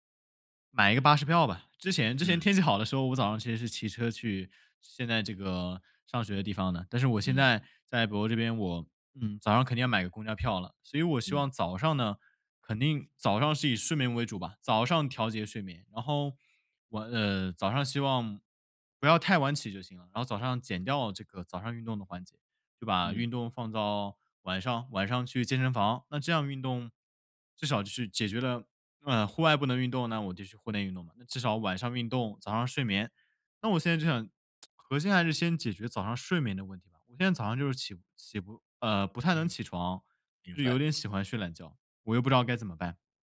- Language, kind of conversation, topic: Chinese, advice, 如何通过优化恢复与睡眠策略来提升运动表现？
- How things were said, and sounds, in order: tapping; lip smack